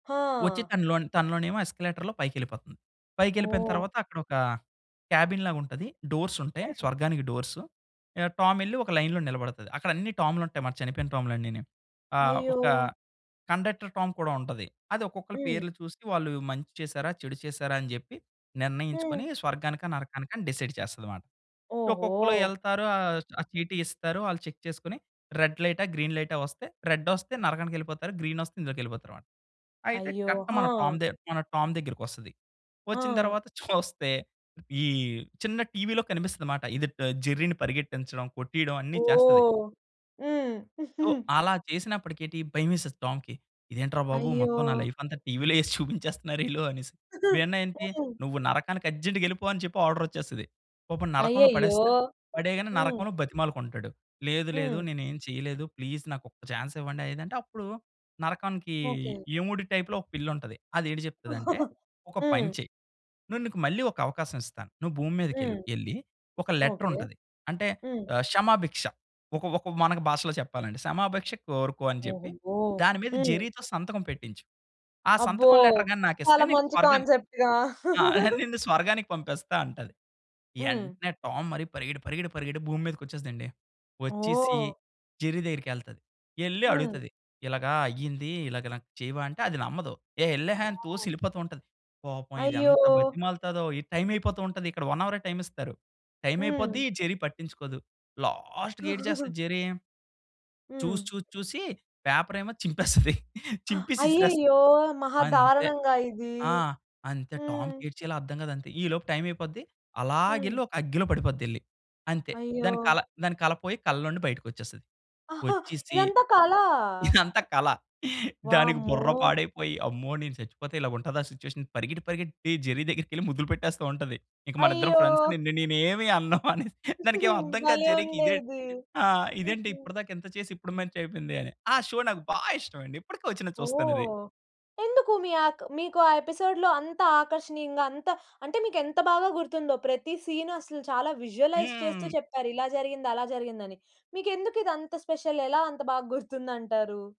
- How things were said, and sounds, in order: in English: "ఎస్కలేటర్‌లో"; in English: "క్యాబిన్"; in English: "లైన్‌లో"; in English: "కండక్టర్"; in English: "డిసైడ్"; in English: "చెక్"; in English: "రెడ్"; in English: "గ్రీన్"; in English: "కరెక్ట్"; giggle; chuckle; laughing while speaking: "టీవీ‌లో ఏసి చూపించేస్తున్నారీళ్ళు అనేసి"; chuckle; in English: "అర్జెంట్‌గా"; in English: "ఆర్డర్"; in English: "ప్లీజ్"; in English: "టైప్‌లో"; chuckle; in English: "లెటర్"; in English: "కాన్సెప్ట్‌గా"; chuckle; in English: "వన్"; chuckle; in English: "లాస్ట్‌కి"; chuckle; other noise; laughing while speaking: "ఇదంతా కల"; giggle; in English: "సిట్యుయేషన్"; in English: "ఫ్రెండ్స్"; chuckle; in English: "షో"; in English: "ఎపిసోడ్‌లో"; in English: "విజువలైజ్"; in English: "స్పెషల్"
- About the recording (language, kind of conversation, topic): Telugu, podcast, చిన్నప్పుడు మీకు ఇష్టమైన టెలివిజన్ కార్యక్రమం ఏది?